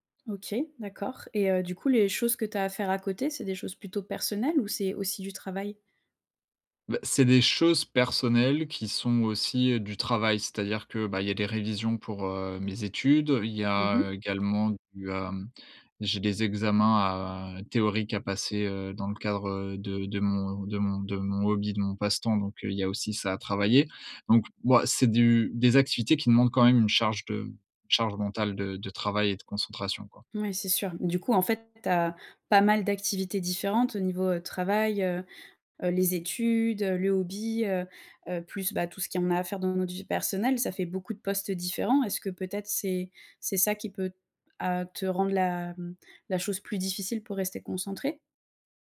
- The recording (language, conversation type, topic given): French, advice, Comment garder une routine productive quand je perds ma concentration chaque jour ?
- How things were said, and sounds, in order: other background noise